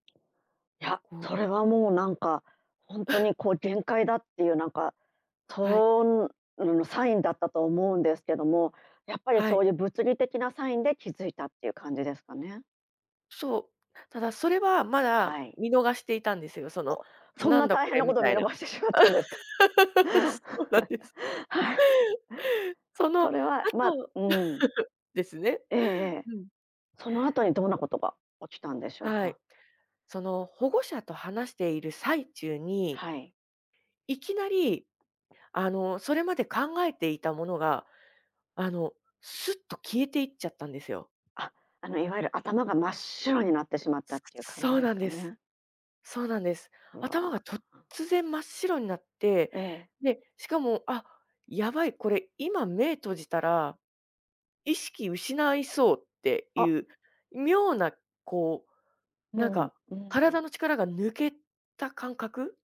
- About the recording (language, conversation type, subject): Japanese, podcast, 行き詰まりを感じたとき、休むべきか続けるべきかはどう判断すればよいですか？
- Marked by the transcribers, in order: other background noise; chuckle; laughing while speaking: "見逃してしまったんですか？ はい"; laugh; laughing while speaking: "そうなんです"; chuckle; giggle; stressed: "真っ白"